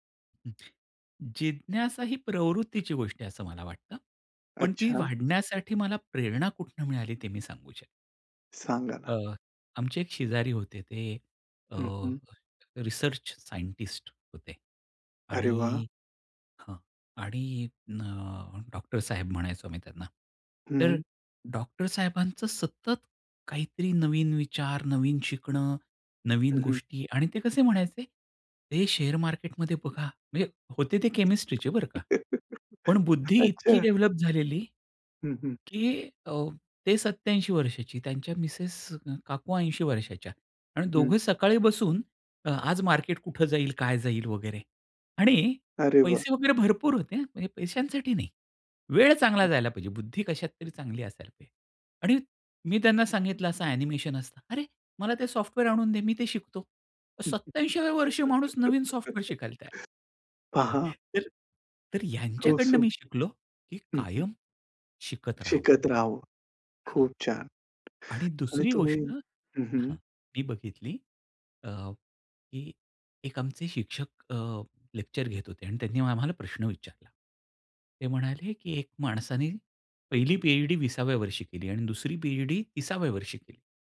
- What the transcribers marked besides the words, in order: tapping; other noise; other background noise; in English: "शेअर मार्केटमध्ये"; in English: "डेव्हलप"; chuckle; laughing while speaking: "अच्छा!"; laugh; chuckle
- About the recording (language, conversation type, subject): Marathi, podcast, तुमची जिज्ञासा कायम जागृत कशी ठेवता?